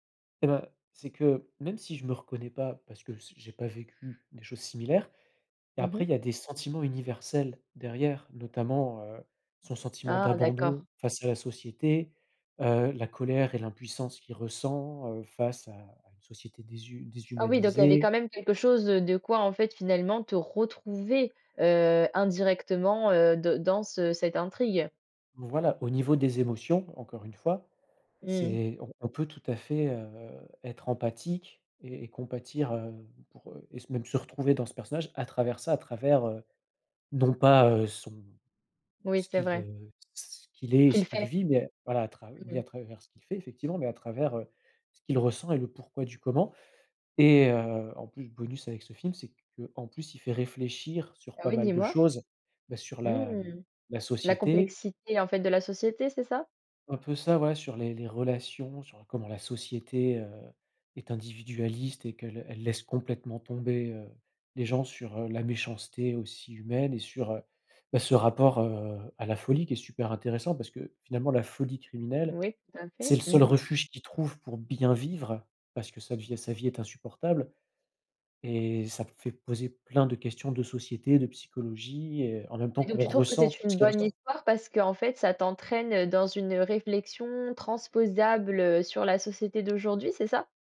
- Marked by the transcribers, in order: stressed: "retrouver"; stressed: "ressent"; other background noise; tapping
- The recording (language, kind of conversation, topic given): French, podcast, Qu’est-ce qui fait, selon toi, une bonne histoire au cinéma ?